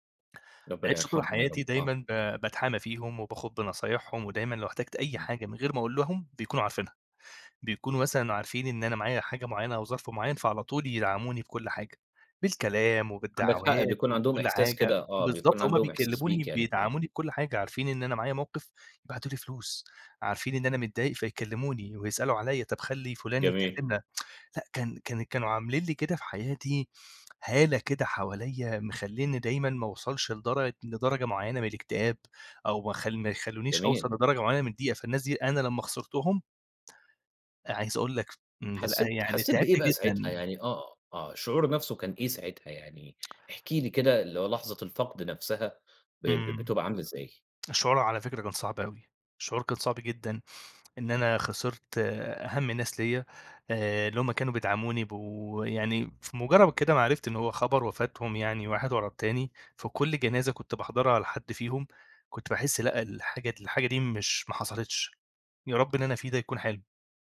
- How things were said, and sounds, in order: tsk
- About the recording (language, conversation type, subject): Arabic, podcast, إزاي فقدان حد قريب منك بيغيّرك؟